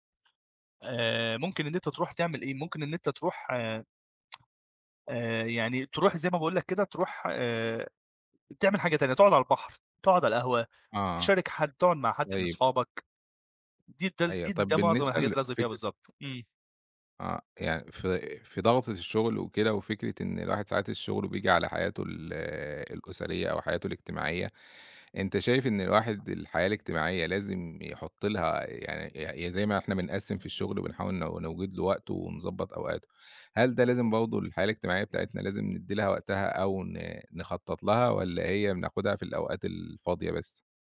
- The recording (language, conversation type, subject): Arabic, podcast, إزاي بتقسّم المهام الكبيرة لخطوات صغيرة؟
- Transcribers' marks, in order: tsk; other background noise; background speech